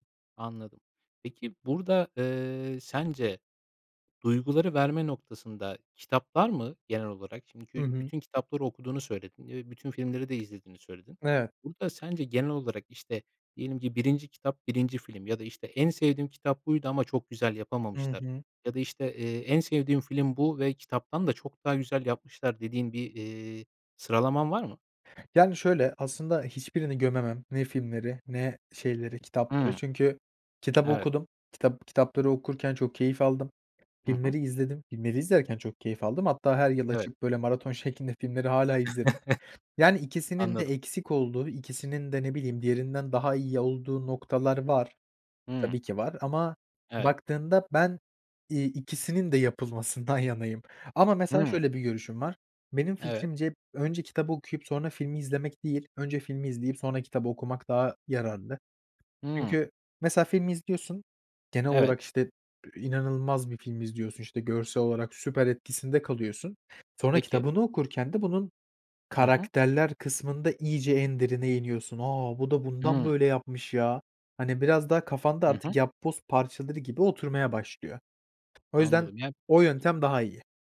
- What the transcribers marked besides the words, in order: tapping; other background noise; chuckle
- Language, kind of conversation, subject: Turkish, podcast, Bir kitabı filme uyarlasalar, filmde en çok neyi görmek isterdin?